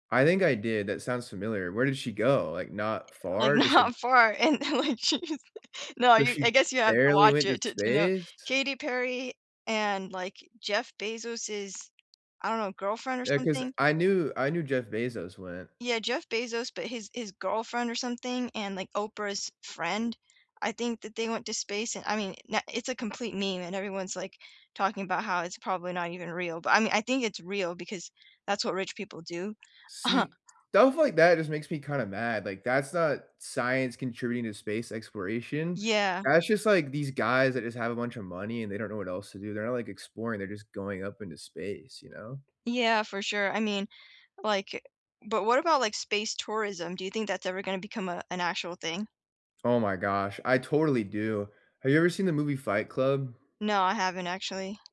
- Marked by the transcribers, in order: laughing while speaking: "not far in"; unintelligible speech
- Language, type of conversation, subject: English, unstructured, How does science contribute to space exploration?
- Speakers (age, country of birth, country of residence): 20-24, United States, United States; 30-34, United States, United States